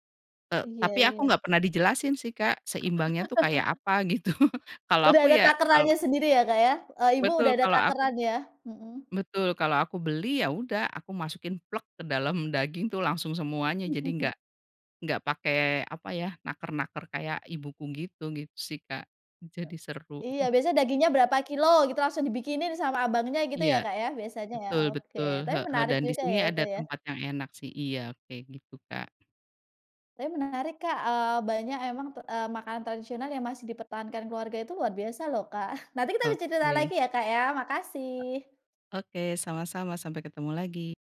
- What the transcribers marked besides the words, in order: laugh; "takarannya" said as "takerannya"; laughing while speaking: "gitu"; other background noise; other noise; chuckle; chuckle; "kilogram" said as "kilo"; tapping; chuckle
- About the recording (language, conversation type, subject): Indonesian, podcast, Bagaimana makanan tradisional di keluarga kamu bisa menjadi bagian dari identitasmu?